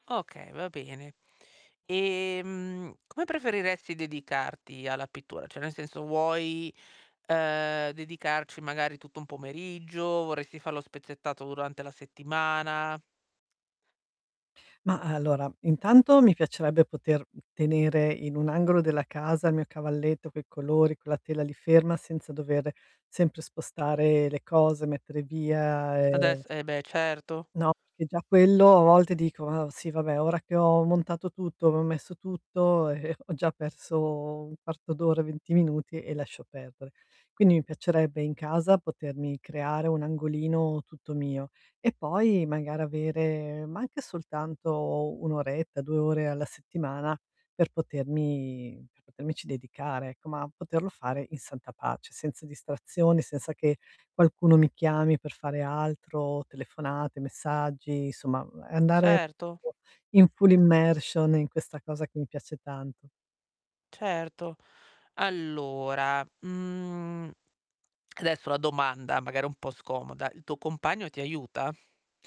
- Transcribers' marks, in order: drawn out: "via"; unintelligible speech; tapping; in English: "full immersion"; tongue click; static
- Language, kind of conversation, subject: Italian, advice, Come posso ritagliarmi del tempo libero per coltivare i miei hobby e rilassarmi a casa?